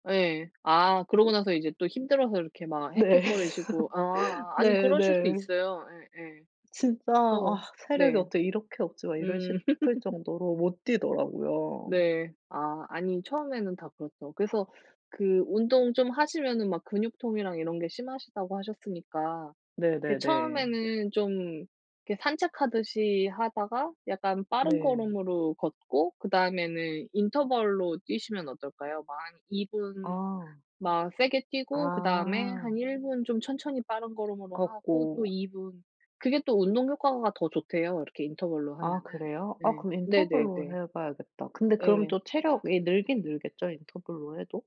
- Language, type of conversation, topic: Korean, unstructured, 운동을 꾸준히 하지 않으면 어떤 문제가 생길까요?
- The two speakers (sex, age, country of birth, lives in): female, 35-39, South Korea, South Korea; female, 35-39, United States, United States
- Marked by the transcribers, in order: other background noise; laughing while speaking: "네"; laugh; laugh; tapping